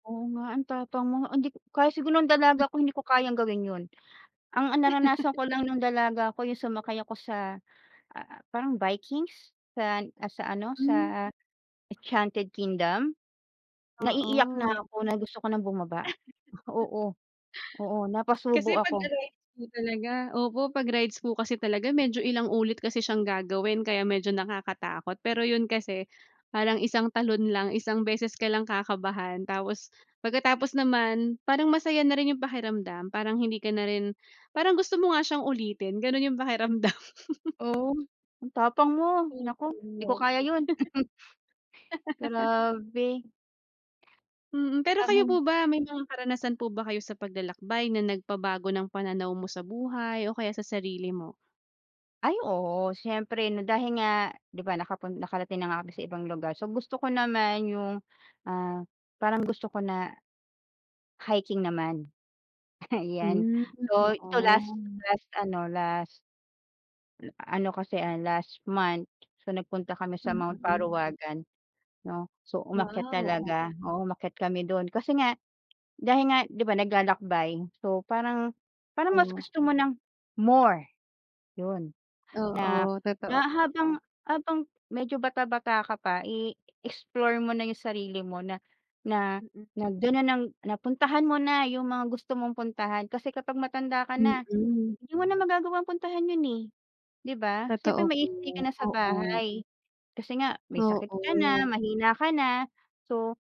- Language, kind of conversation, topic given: Filipino, unstructured, Bakit sa tingin mo mahalagang maglakbay kahit mahal ang gastos?
- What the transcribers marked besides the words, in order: other noise; chuckle; other background noise; chuckle; tapping; chuckle; chuckle